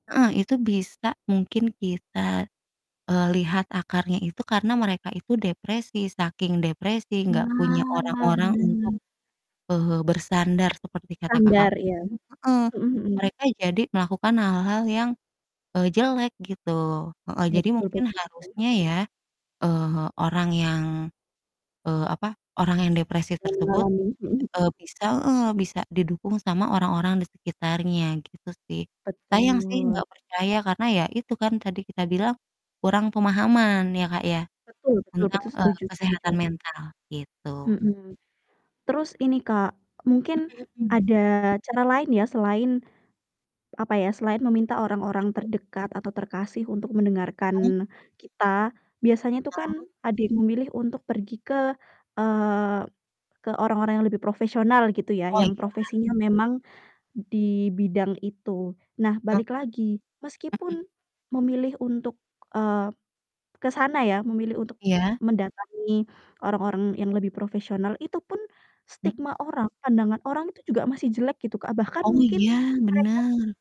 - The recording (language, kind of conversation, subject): Indonesian, unstructured, Apa pendapatmu tentang orang yang menganggap depresi itu hanya alasan?
- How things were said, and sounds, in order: static; distorted speech; other background noise; mechanical hum